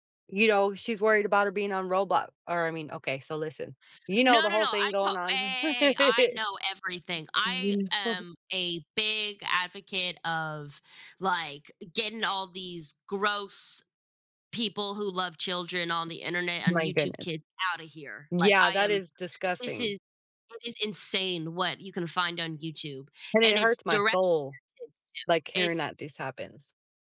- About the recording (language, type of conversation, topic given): English, unstructured, How can you persuade someone without making them feel attacked?
- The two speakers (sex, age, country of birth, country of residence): female, 30-34, United States, United States; female, 35-39, United States, United States
- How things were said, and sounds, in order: laugh; unintelligible speech; tapping